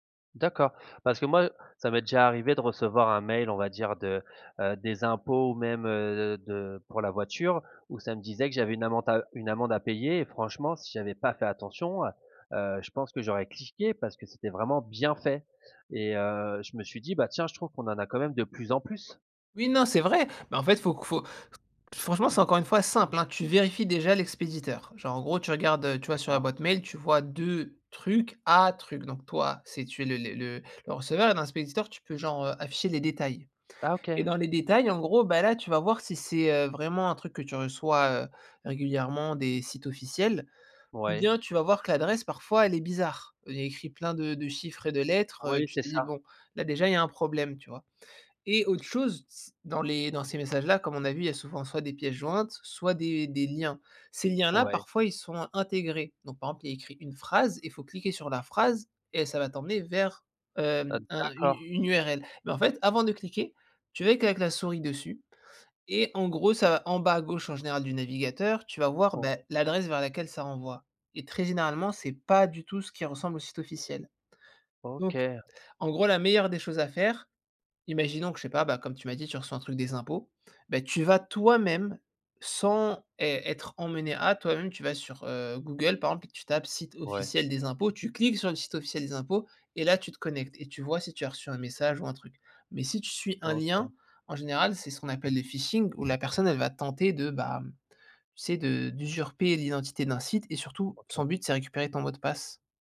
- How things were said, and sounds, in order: "amande" said as "amente"; "cliqué" said as "clichqué"; stressed: "bien"; "exemple" said as "emple"; other background noise; stressed: "pas"; stressed: "toi-même"; "exemple" said as "emple"
- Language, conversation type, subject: French, podcast, Comment détectes-tu un faux message ou une arnaque en ligne ?